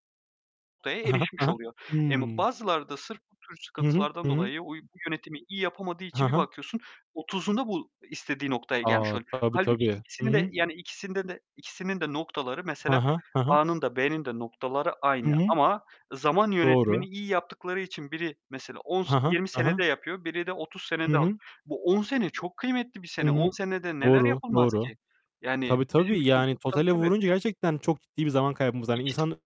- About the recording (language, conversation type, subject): Turkish, unstructured, İş yerinde zaman yönetimi hakkında ne düşünüyorsunuz?
- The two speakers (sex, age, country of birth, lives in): male, 25-29, Turkey, Germany; male, 25-29, Turkey, Portugal
- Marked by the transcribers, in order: distorted speech; tapping